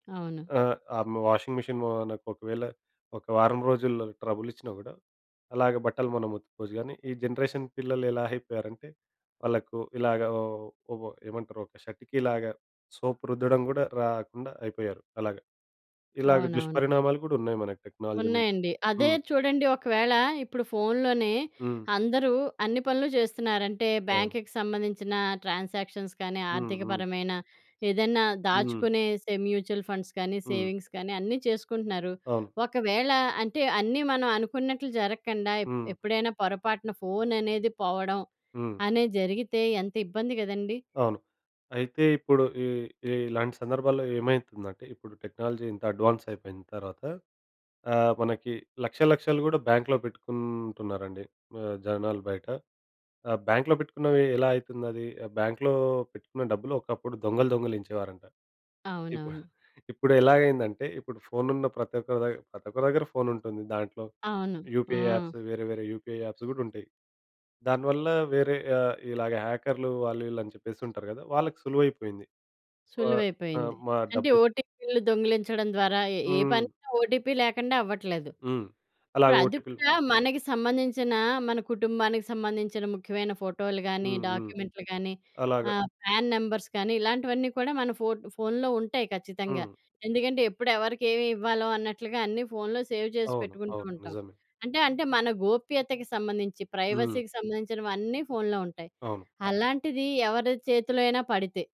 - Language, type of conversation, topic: Telugu, podcast, టెక్నాలజీ లేకపోయినప్పుడు మీరు దారి ఎలా కనుగొన్నారు?
- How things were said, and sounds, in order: in English: "వాషింగ్ మిషన్"; in English: "ట్రబుల్"; in English: "జనరేషన్"; in English: "సోప్"; in English: "టెక్నాలజీ"; in English: "మ్యూచువల్ ఫండ్స్"; in English: "సేవింగ్స్"; in English: "టెక్నాలజీ"; in English: "అడ్వాన్స్"; chuckle; in English: "యాప్స్"; in English: "యాప్స్"; in English: "డాక్యుమెంట్‌లు"; in English: "నంబర్స్"; in English: "సేవ్"; in English: "ప్రైవసీకి"